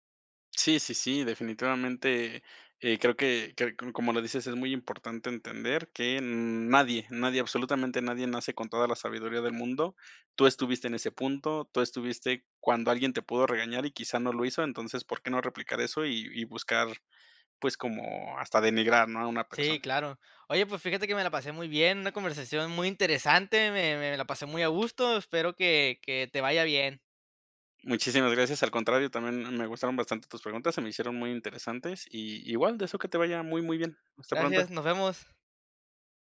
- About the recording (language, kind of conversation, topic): Spanish, podcast, ¿Cómo equilibras la honestidad con la armonía?
- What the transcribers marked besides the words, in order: other background noise